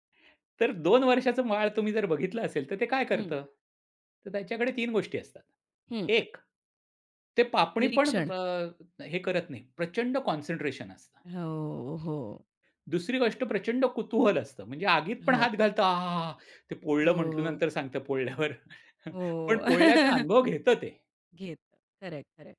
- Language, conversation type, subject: Marathi, podcast, कोर्स, पुस्तक किंवा व्हिडिओ कशा प्रकारे निवडता?
- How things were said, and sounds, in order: laughing while speaking: "पोळल्यावर"; chuckle